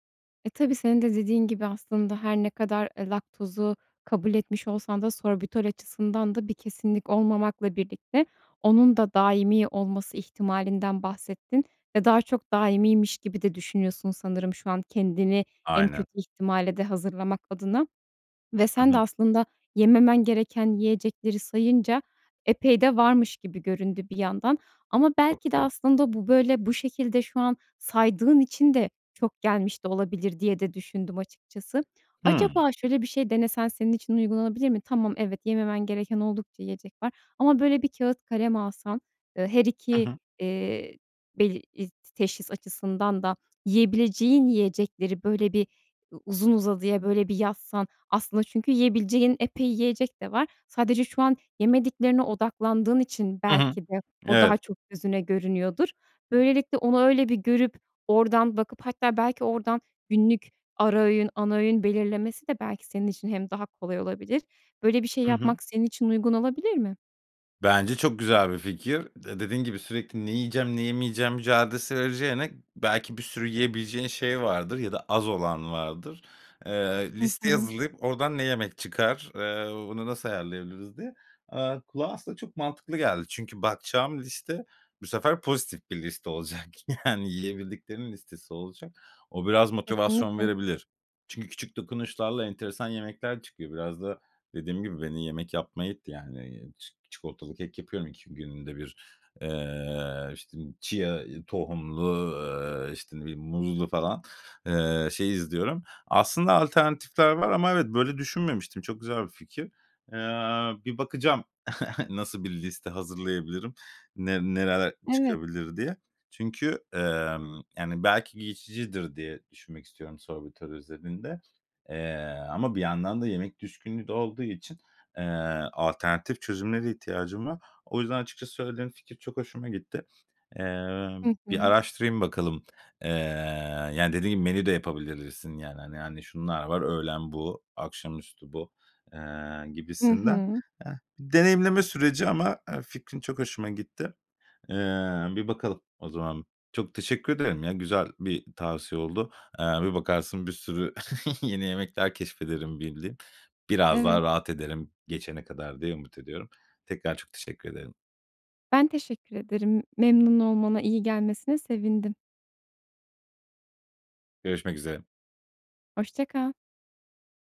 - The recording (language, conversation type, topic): Turkish, advice, Yeni sağlık tanınızdan sonra yaşadığınız belirsizlik ve korku hakkında nasıl hissediyorsunuz?
- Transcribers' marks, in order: other background noise; tapping; unintelligible speech; laughing while speaking: "olacak yani"; giggle; chuckle